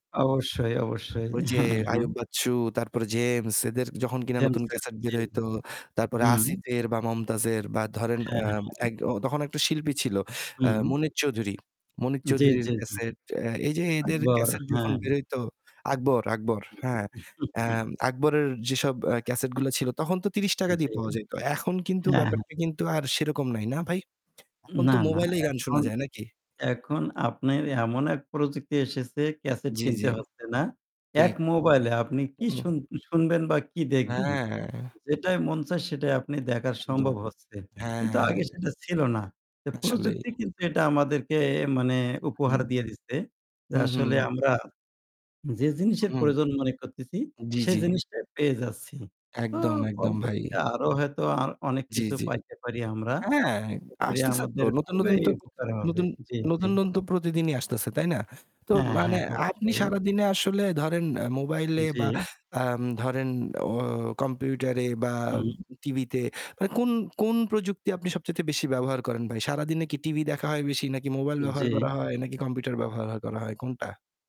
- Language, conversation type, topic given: Bengali, unstructured, তোমার জীবনে প্রযুক্তি কীভাবে আনন্দ এনে দিয়েছে?
- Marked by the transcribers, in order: static; chuckle